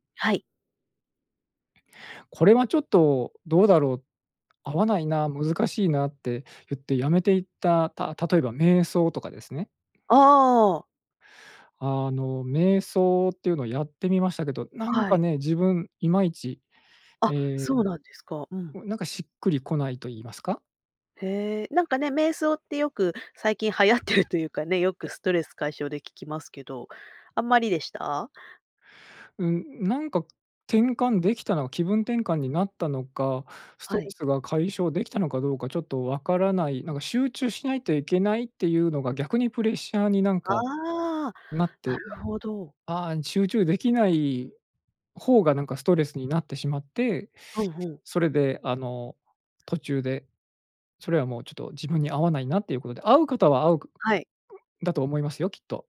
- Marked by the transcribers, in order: tapping; other background noise
- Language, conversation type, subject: Japanese, podcast, ストレスがたまったとき、普段はどのように対処していますか？